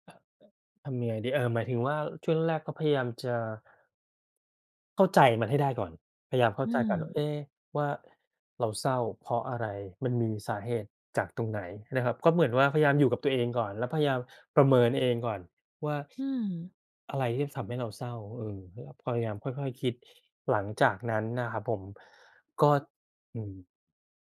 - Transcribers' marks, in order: none
- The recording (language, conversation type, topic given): Thai, unstructured, คุณรับมือกับความเศร้าอย่างไร?